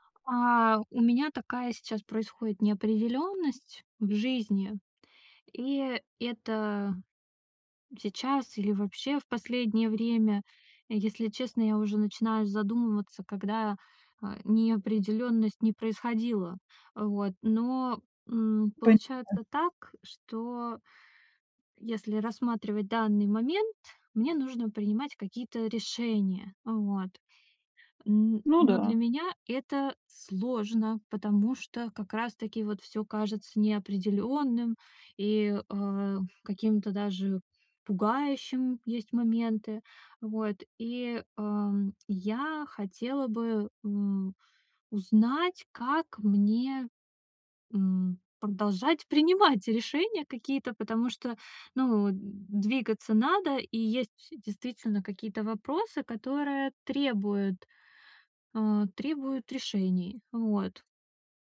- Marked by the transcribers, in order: none
- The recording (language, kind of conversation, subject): Russian, advice, Как принимать решения, когда всё кажется неопределённым и страшным?